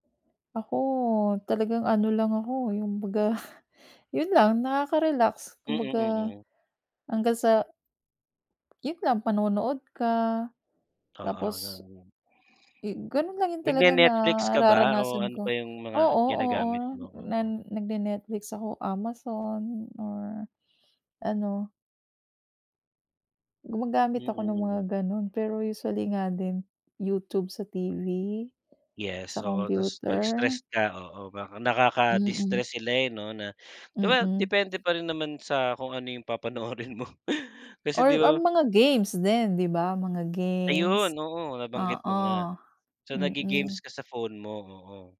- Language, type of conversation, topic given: Filipino, unstructured, Ano ang paborito mong paraan para magpahinga at makapagpawala ng stress gamit ang teknolohiya?
- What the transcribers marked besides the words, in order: tapping; other background noise